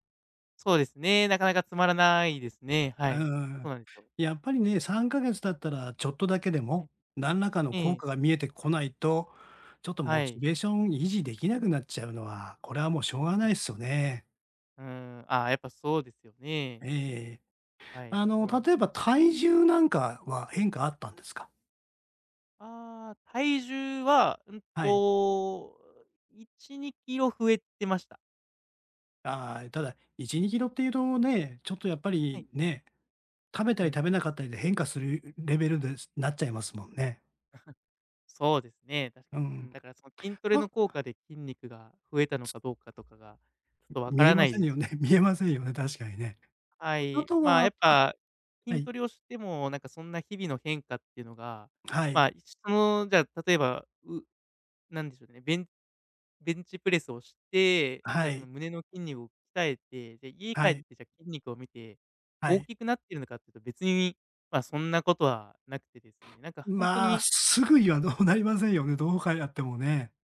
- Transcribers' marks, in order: tapping; chuckle; other background noise; laughing while speaking: "見えませんよね"; laughing while speaking: "どう なりませんよね"
- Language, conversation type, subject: Japanese, advice, トレーニングの効果が出ず停滞して落ち込んでいるとき、どうすればよいですか？